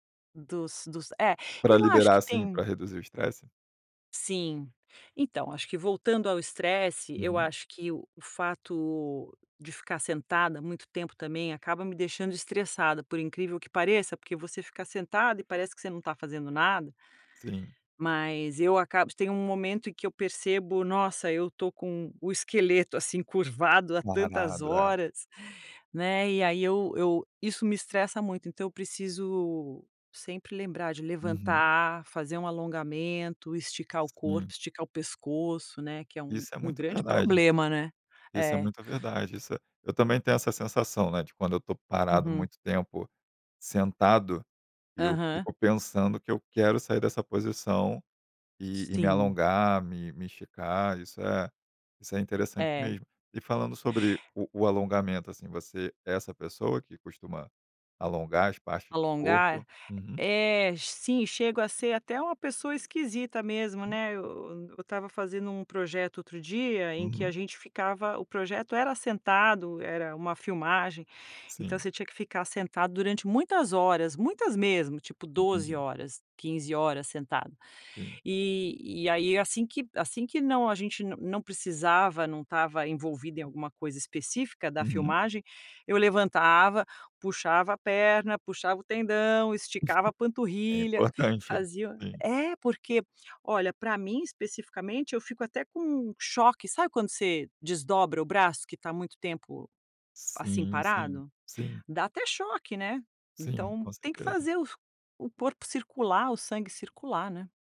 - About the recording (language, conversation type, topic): Portuguese, podcast, Que hábitos simples ajudam a reduzir o estresse rapidamente?
- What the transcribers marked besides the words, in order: chuckle